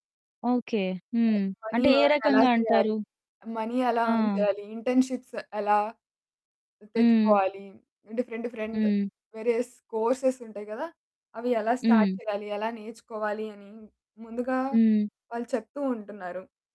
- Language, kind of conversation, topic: Telugu, podcast, సోషల్ మీడియా మీ రోజువారీ జీవితం మీద ఎలా ప్రభావం చూపింది?
- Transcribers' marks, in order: other background noise; distorted speech; in English: "మనీ ఎర్న్"; in English: "మనీ"; in English: "ఎర్న్"; in English: "ఇంటర్న్‌షిప్స్"; in English: "డిఫరెంట్ డిఫరెంట్ వేరియస్ కోర్సెస్"; in English: "స్టార్ట్"